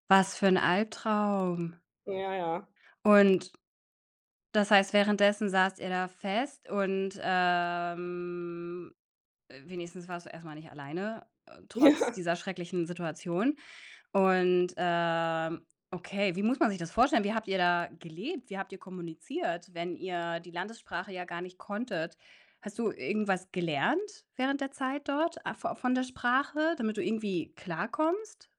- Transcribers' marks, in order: drawn out: "Albtraum"; drawn out: "ähm"; laughing while speaking: "Ja"; other background noise
- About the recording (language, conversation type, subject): German, podcast, Wie gehst du auf Reisen mit Sprachbarrieren um?